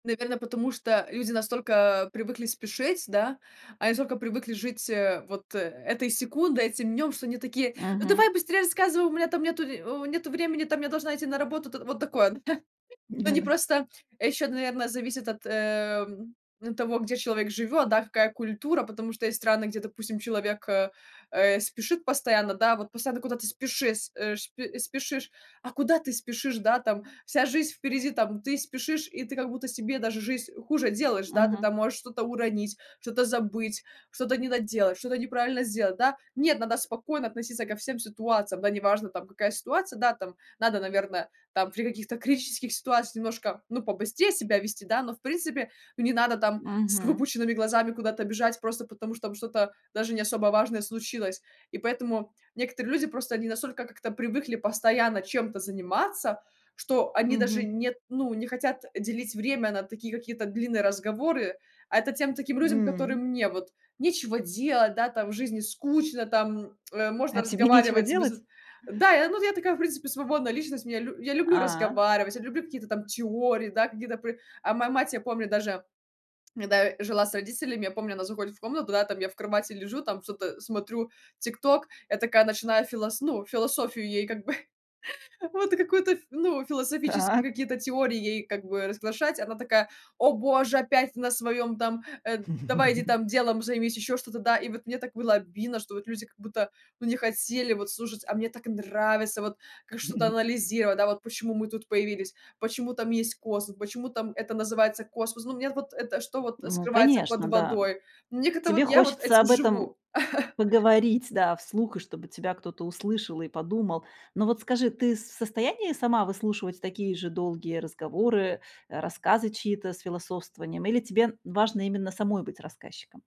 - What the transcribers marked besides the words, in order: chuckle; other noise; tapping; other background noise; chuckle; "философские" said as "философические"; laugh; chuckle; chuckle
- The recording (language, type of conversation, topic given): Russian, podcast, Что делать, когда кажется, что тебя не слышат?